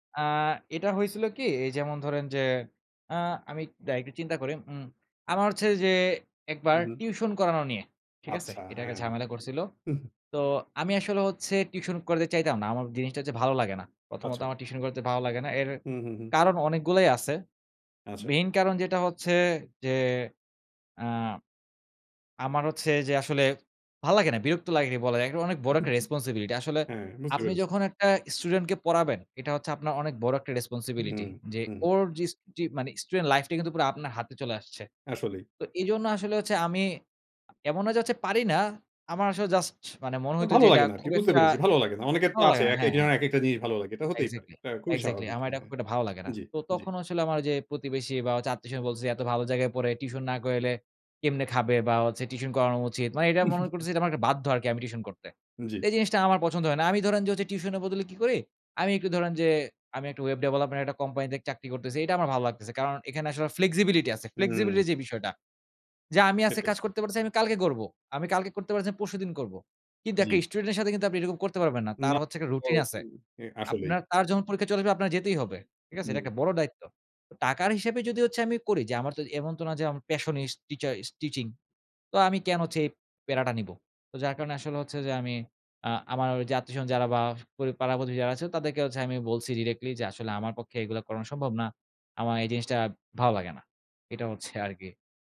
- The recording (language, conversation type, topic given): Bengali, podcast, পরিবার বা সমাজের চাপের মধ্যেও কীভাবে আপনি নিজের সিদ্ধান্তে অটল থাকেন?
- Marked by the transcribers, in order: chuckle; chuckle; in English: "student life"; in English: "Exactly, exactly"; chuckle; in English: "flexibility"; in English: "flexibility"; unintelligible speech; unintelligible speech; in English: "passionist"; in English: "directly"